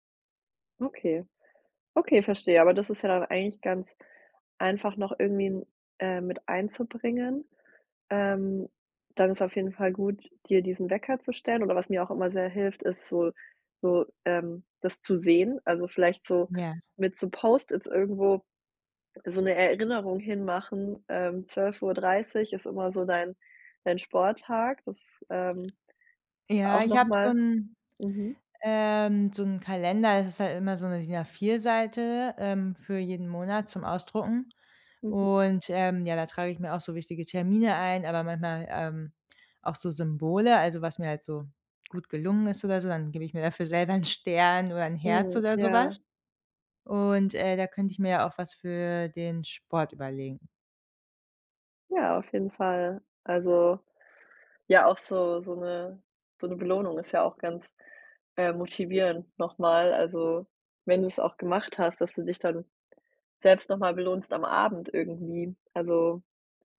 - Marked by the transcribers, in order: joyful: "selber 'n Stern"
- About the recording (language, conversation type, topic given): German, advice, Wie sieht eine ausgewogene Tagesroutine für eine gute Lebensbalance aus?